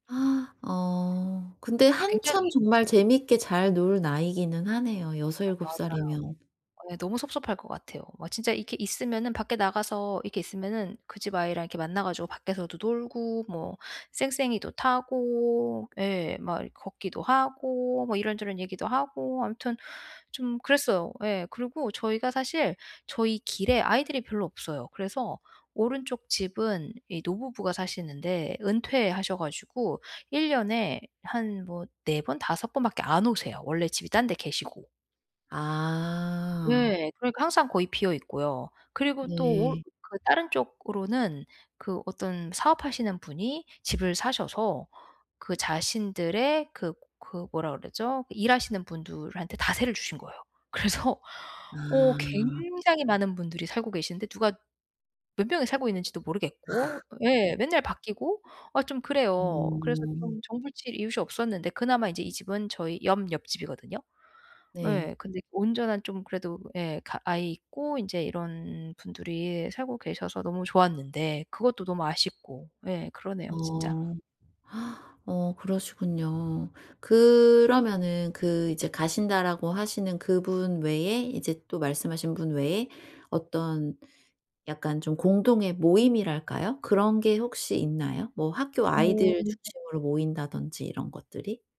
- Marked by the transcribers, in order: gasp; tapping; laughing while speaking: "그래서"; laugh; gasp; other background noise
- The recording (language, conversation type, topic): Korean, advice, 떠나기 전에 작별 인사와 감정 정리는 어떻게 준비하면 좋을까요?